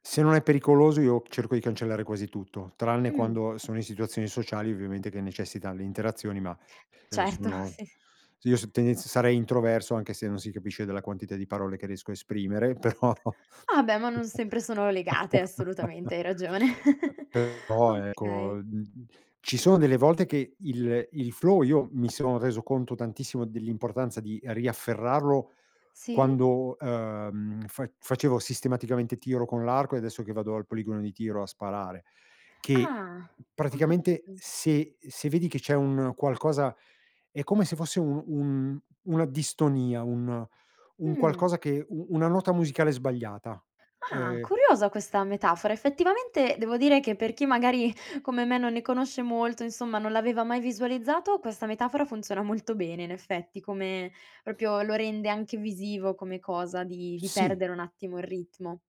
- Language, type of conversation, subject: Italian, podcast, Se perdi completamente il flusso, da dove inizi per ritrovarlo?
- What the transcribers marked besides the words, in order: laughing while speaking: "Certo"; other background noise; chuckle; laughing while speaking: "però"; chuckle; in English: "flow"; laughing while speaking: "magari"; "proprio" said as "propio"